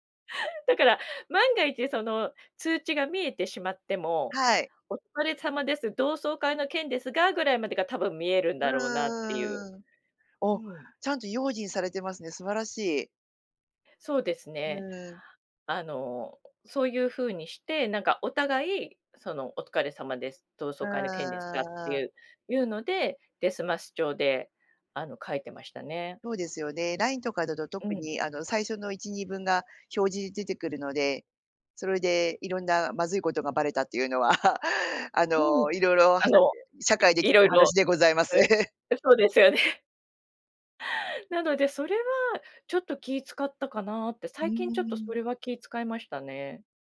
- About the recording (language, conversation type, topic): Japanese, podcast, SNSでの言葉づかいには普段どのくらい気をつけていますか？
- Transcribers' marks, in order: laugh; laughing while speaking: "いうのは"; laugh; laughing while speaking: "そうですよね"